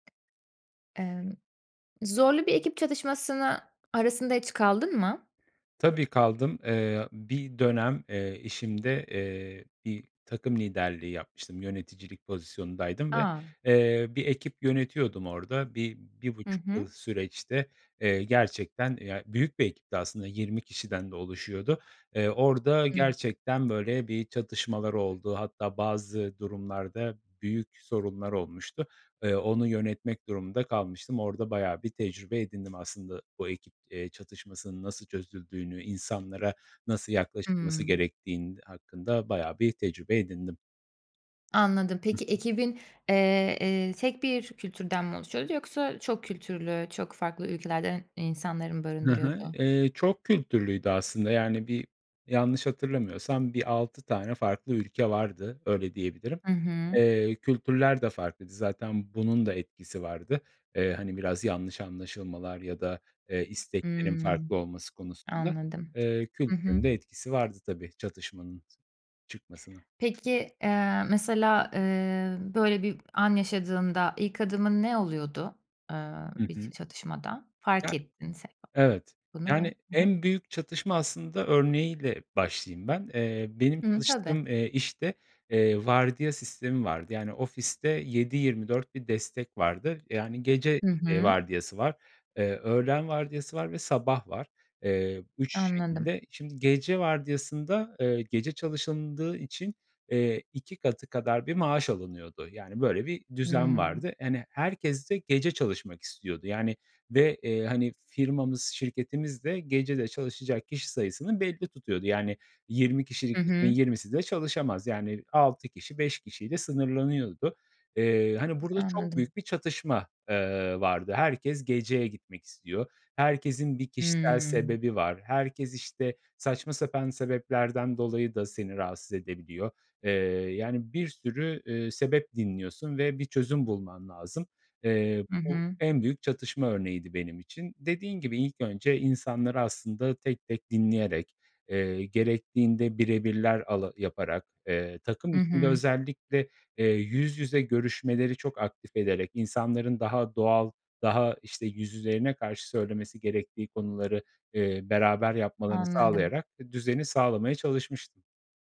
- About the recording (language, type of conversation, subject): Turkish, podcast, Zorlu bir ekip çatışmasını nasıl çözersin?
- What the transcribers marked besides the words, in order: tapping; other background noise